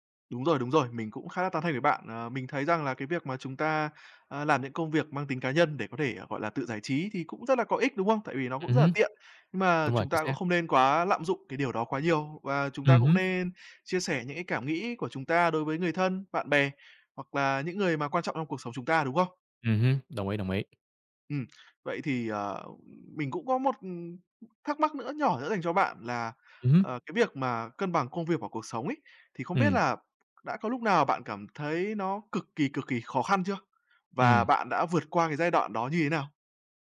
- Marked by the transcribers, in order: other background noise
- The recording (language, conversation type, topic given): Vietnamese, podcast, Bạn cân bằng công việc và cuộc sống như thế nào?